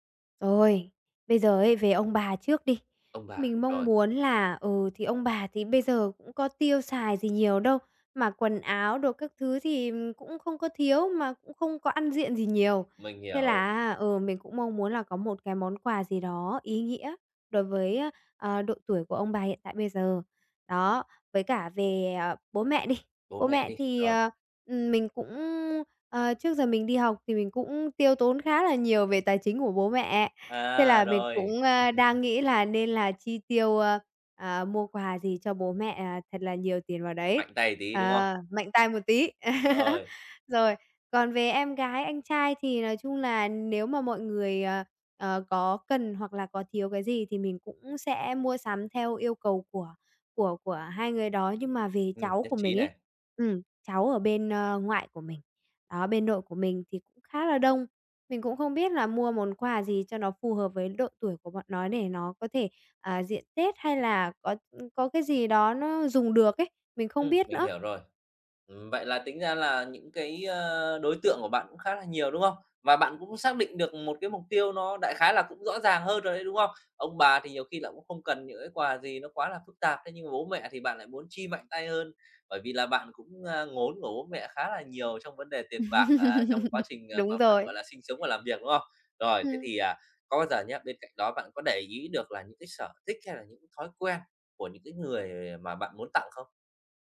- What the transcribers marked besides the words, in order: tapping; chuckle; laugh; other background noise; laugh
- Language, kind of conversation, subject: Vietnamese, advice, Bạn có thể gợi ý những món quà tặng ý nghĩa phù hợp với nhiều đối tượng khác nhau không?